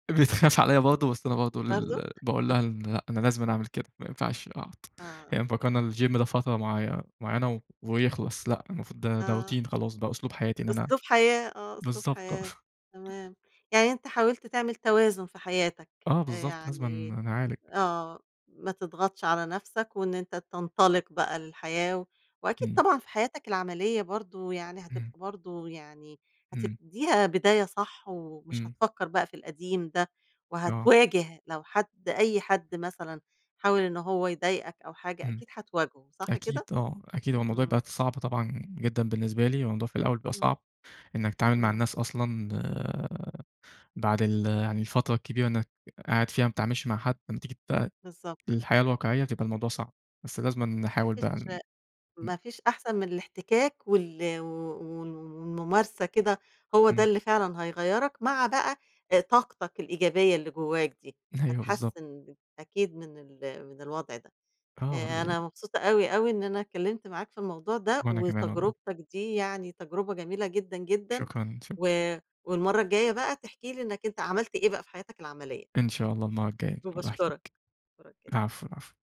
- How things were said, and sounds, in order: laughing while speaking: "بتخاف عليَّ برضه"; chuckle; in English: "الGym"; in English: "Routine"; chuckle; tapping; other background noise; laugh
- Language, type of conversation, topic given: Arabic, podcast, إمتى واجهت خوفك وقدرت تتغلّب عليه؟